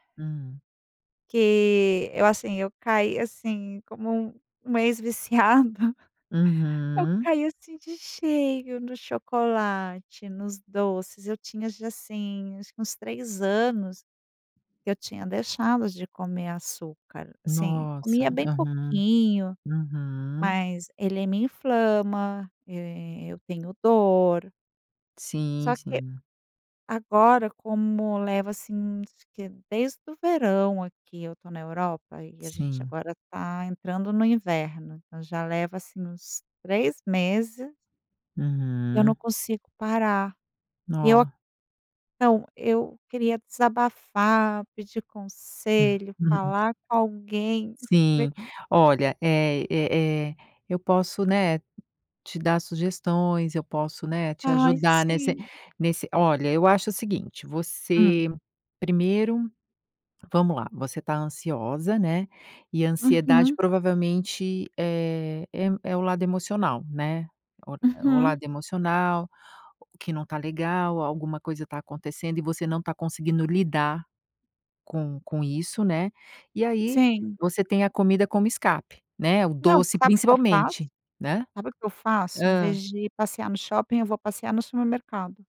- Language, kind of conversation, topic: Portuguese, advice, Como e em que momentos você costuma comer por ansiedade ou por tédio?
- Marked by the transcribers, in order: chuckle; tapping; background speech